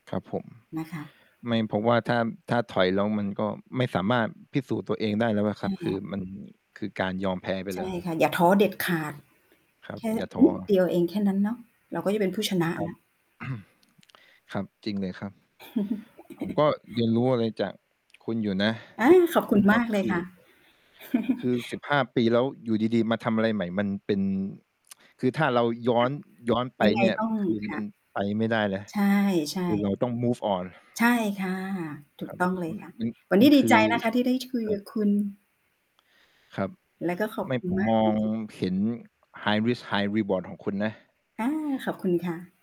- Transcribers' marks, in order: static; throat clearing; chuckle; chuckle; tsk; distorted speech; in English: "move on"; other noise; in English: "high risk high reward"
- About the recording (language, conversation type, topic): Thai, unstructured, คุณเคยเรียนรู้อะไรจากความล้มเหลวบ้าง?